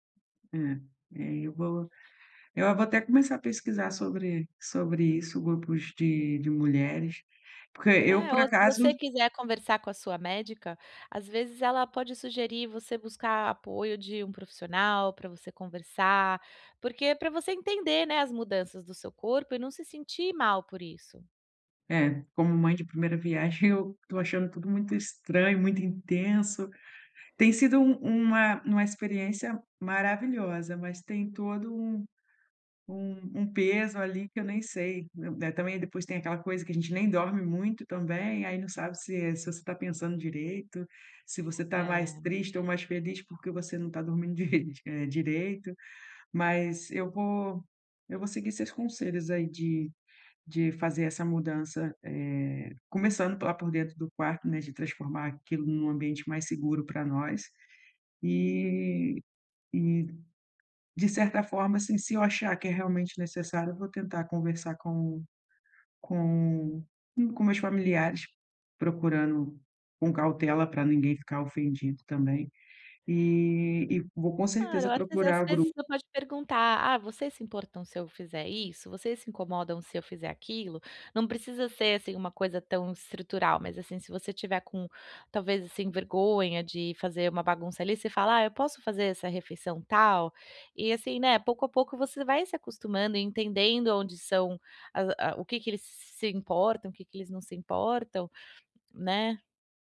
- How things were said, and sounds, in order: tapping
- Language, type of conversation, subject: Portuguese, advice, Como posso me sentir em casa em um novo espaço depois de me mudar?